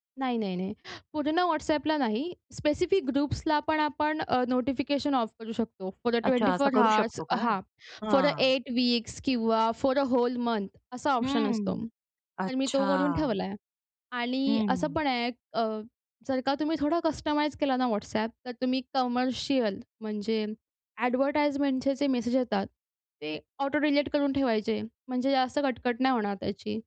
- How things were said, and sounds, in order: other background noise; in English: "ग्रुप्सला"; in English: "ऑफ"; in English: "फॉर अ ट्वेंटी फोर हॉर्स"; in English: "फॉर अ एट वीक्स"; in English: "फॉर अ होल मंथ"; in English: "कस्टमाइज"
- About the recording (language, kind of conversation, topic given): Marathi, podcast, कामाच्या वेळेत मोबाईलमुळे होणारे व्यत्यय तुम्ही कशा पद्धतीने हाताळता?